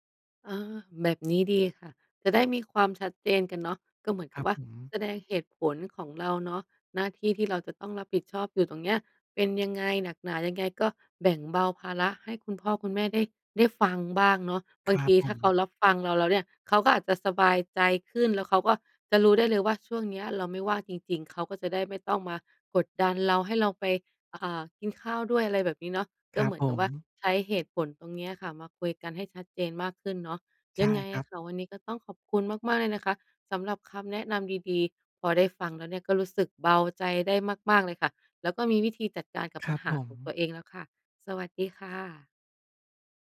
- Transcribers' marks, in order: none
- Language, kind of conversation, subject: Thai, advice, ฉันควรแบ่งเวลาให้สมดุลระหว่างงานกับครอบครัวในแต่ละวันอย่างไร?